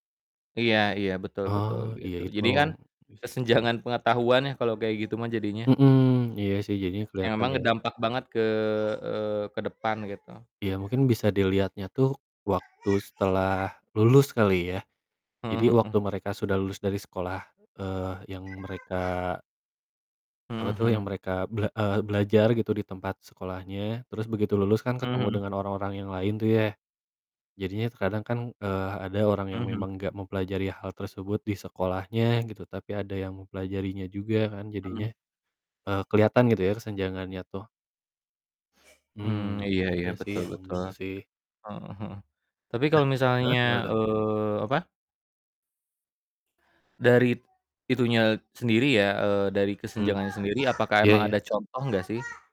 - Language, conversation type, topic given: Indonesian, unstructured, Bagaimana menurutmu teknologi dapat memperburuk kesenjangan sosial?
- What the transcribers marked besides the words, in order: distorted speech; other background noise